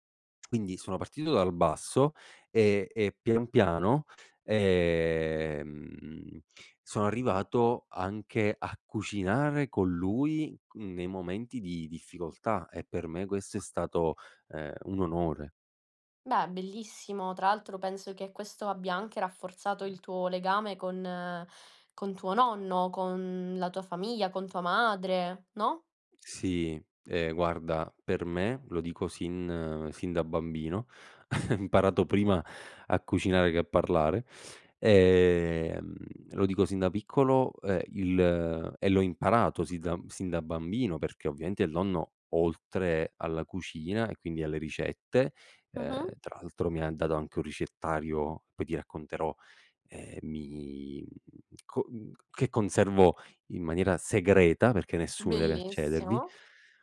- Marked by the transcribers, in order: other background noise; drawn out: "ehm"; chuckle; laughing while speaking: "imparato"; drawn out: "ehm"; "ovviamente" said as "ovviaente"; drawn out: "mi"; tsk
- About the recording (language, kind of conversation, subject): Italian, podcast, Come ti sei appassionato alla cucina o al cibo?